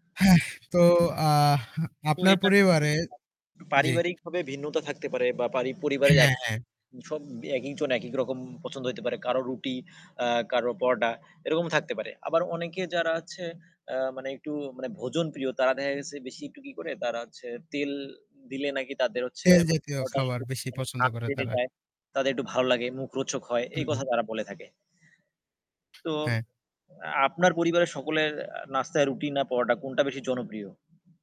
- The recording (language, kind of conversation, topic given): Bengali, unstructured, সকালের নাস্তায় রুটি নাকি পরোটা—আপনার কোনটি বেশি পছন্দ?
- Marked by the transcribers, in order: static; tapping; "একেক" said as "একিক"; "একেক" said as "একিক"; unintelligible speech